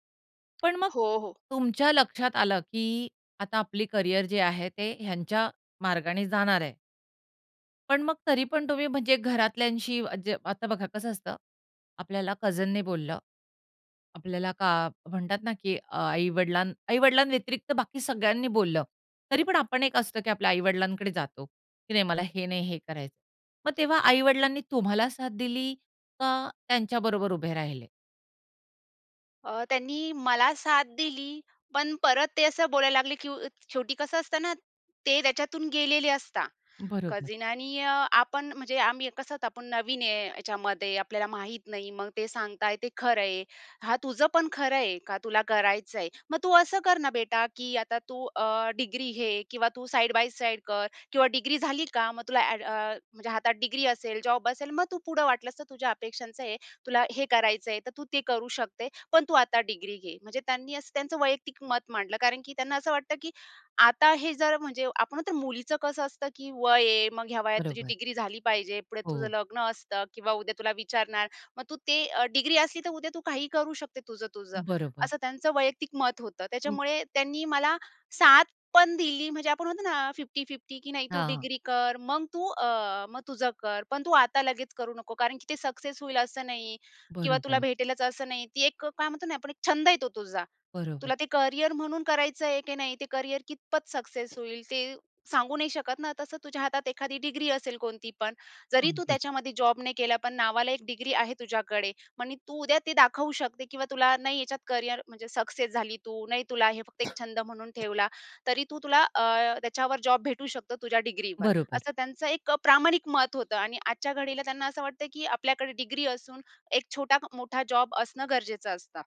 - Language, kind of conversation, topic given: Marathi, podcast, तुम्ही समाजाच्या अपेक्षांमुळे करिअरची निवड केली होती का?
- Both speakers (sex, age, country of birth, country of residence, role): female, 30-34, India, India, guest; female, 45-49, India, India, host
- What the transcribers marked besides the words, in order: tapping; in English: "कझीनने"; in English: "कझीन"; in English: "साइड बाय साइड"; other noise; cough